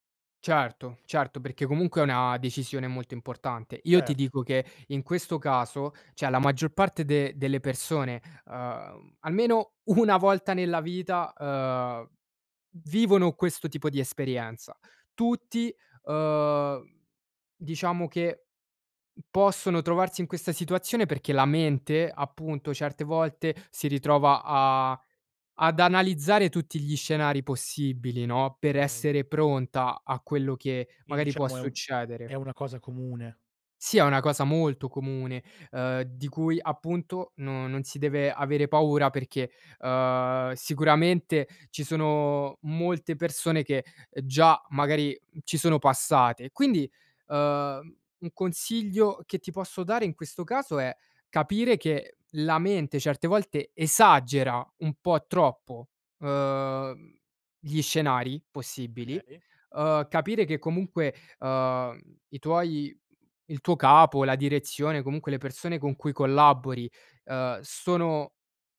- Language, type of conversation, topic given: Italian, advice, Come posso affrontare la paura di fallire quando sto per iniziare un nuovo lavoro?
- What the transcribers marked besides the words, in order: "cioè" said as "ceh"; laughing while speaking: "una"